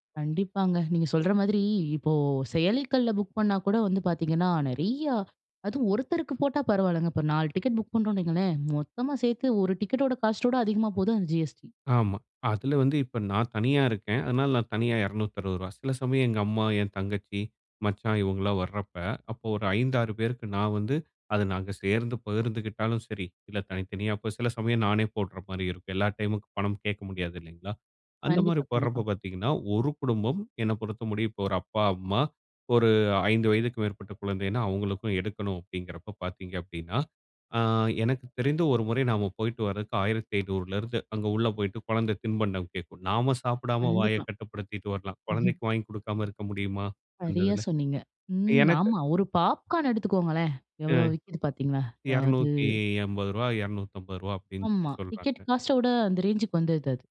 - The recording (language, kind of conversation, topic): Tamil, podcast, இணைய வழி காணொளி ஒளிபரப்பு சேவைகள் வந்ததனால் சினிமா எப்படி மாறியுள்ளது என்று நீங்கள் நினைக்கிறீர்கள்?
- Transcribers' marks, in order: laughing while speaking: "ம்"